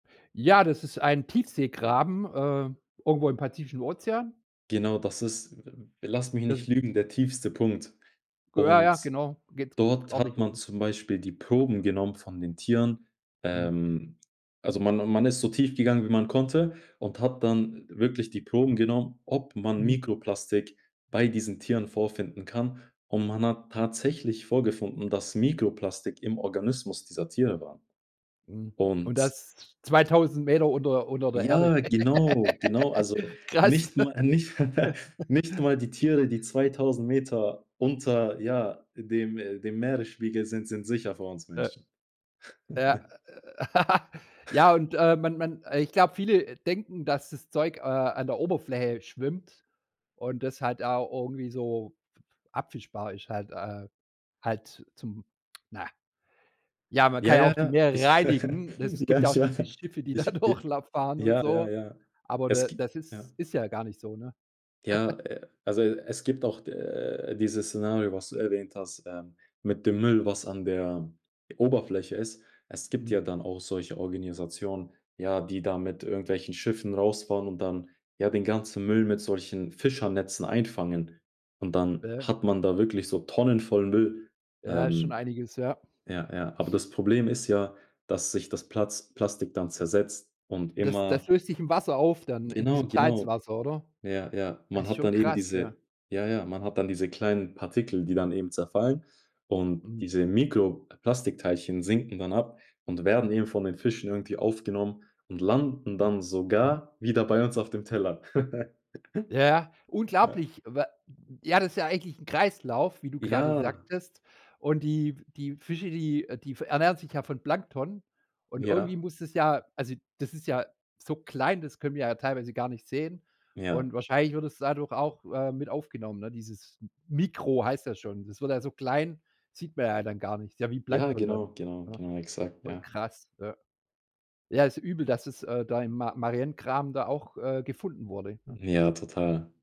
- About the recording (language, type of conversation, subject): German, podcast, Was bedeutet weniger Besitz für dein Verhältnis zur Natur?
- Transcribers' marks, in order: unintelligible speech; chuckle; laugh; chuckle; chuckle; chuckle; laughing while speaking: "die da"; chuckle; chuckle; laughing while speaking: "Ja"